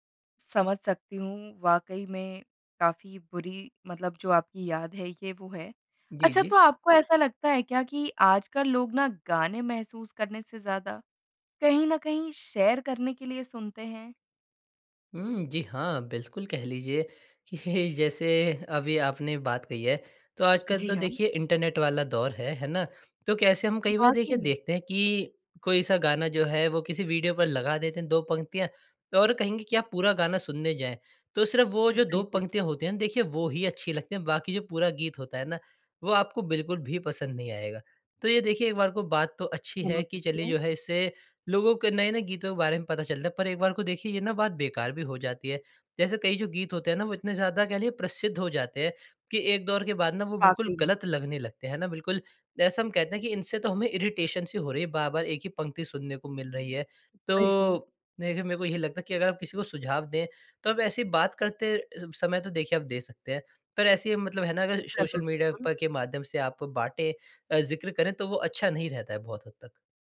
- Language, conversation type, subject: Hindi, podcast, तुम्हारी संगीत पसंद में सबसे बड़ा बदलाव कब आया?
- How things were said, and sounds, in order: in English: "शेयर"; laughing while speaking: "कि जैसे"; in English: "इरिटेशन"